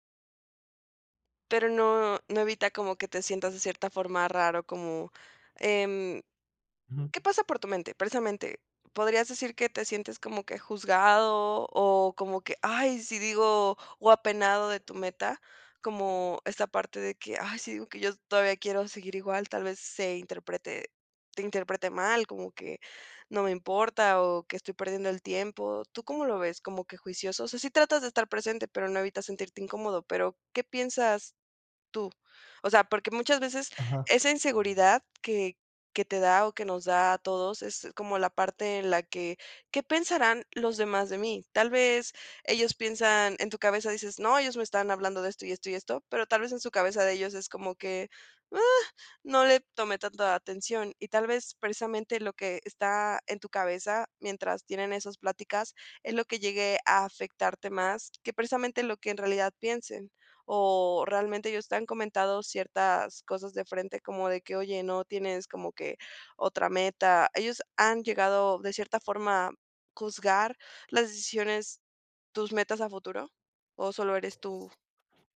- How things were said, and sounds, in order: none
- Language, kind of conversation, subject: Spanish, advice, ¿Cómo puedo aceptar mi singularidad personal cuando me comparo con los demás y me siento inseguro?